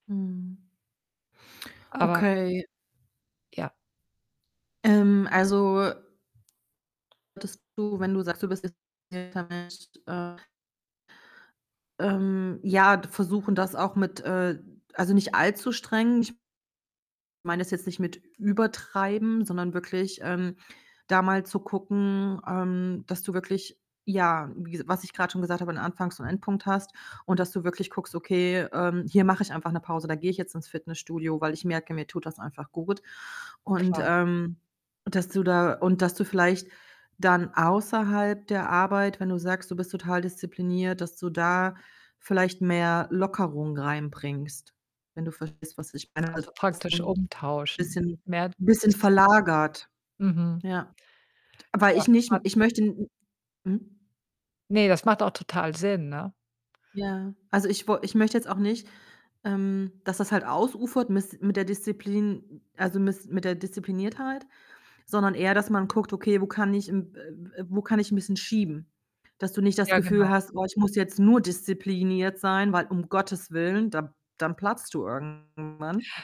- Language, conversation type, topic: German, advice, Welche Schwierigkeiten hast du dabei, deine Arbeitszeit und Pausen selbst zu regulieren?
- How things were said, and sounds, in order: static; other background noise; tapping; distorted speech; unintelligible speech; unintelligible speech